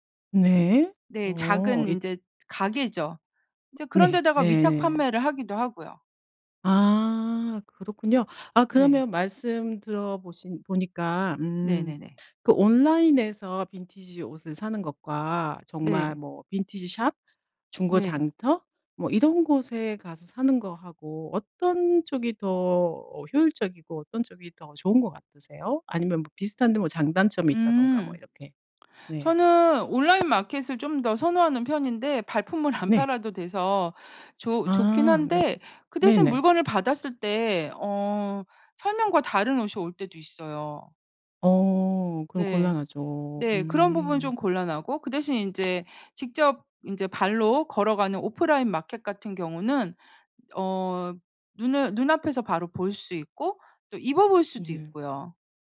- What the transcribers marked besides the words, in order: other background noise; put-on voice: "숍"
- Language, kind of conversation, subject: Korean, podcast, 중고 옷이나 빈티지 옷을 즐겨 입으시나요? 그 이유는 무엇인가요?